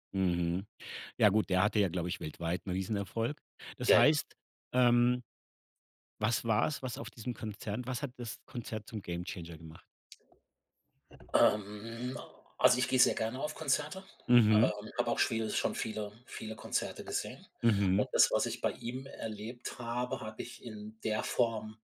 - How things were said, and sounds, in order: in English: "Gamechanger"; other background noise
- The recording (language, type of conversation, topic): German, podcast, Sag mal, welches Lied ist dein absolutes Lieblingslied?